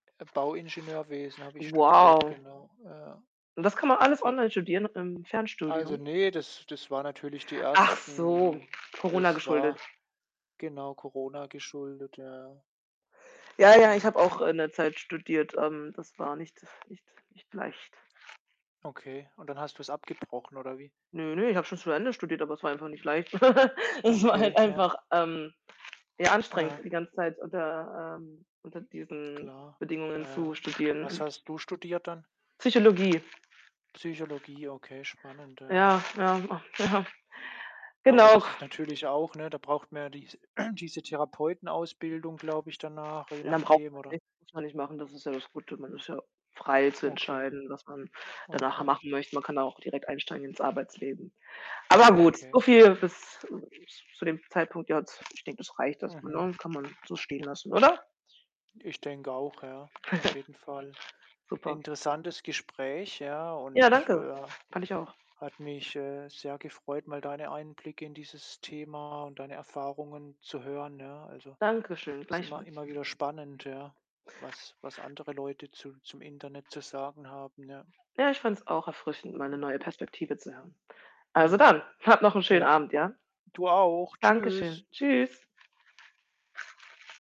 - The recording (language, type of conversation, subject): German, unstructured, Wie hat das Internet dein Leben verändert?
- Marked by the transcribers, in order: other background noise; laughing while speaking: "Es war halt einfach"; throat clearing; distorted speech; yawn; snort